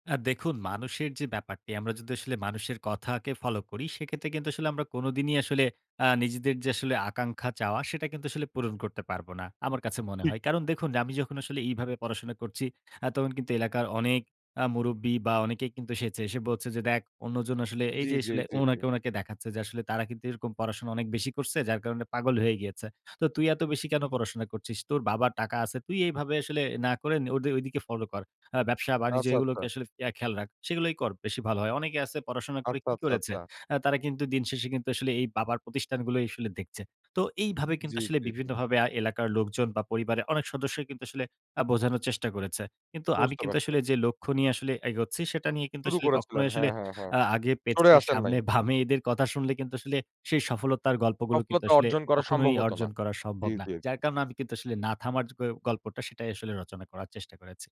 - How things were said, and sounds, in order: "পেছনে" said as "পেছে"
- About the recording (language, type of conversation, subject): Bengali, podcast, আসলে সফলতা আপনার কাছে কী মানে?